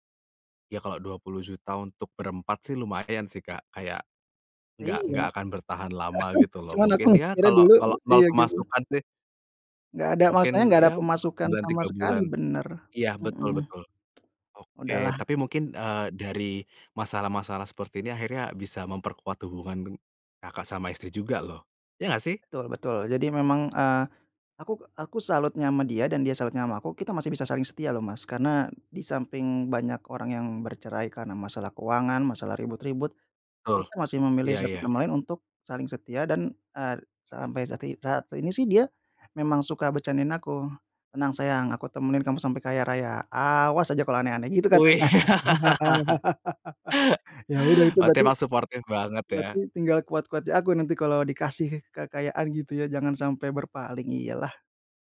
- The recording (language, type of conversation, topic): Indonesian, podcast, Bagaimana kamu belajar memaafkan diri sendiri setelah membuat kesalahan besar?
- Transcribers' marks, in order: laugh; tapping; other background noise; stressed: "awas"; laugh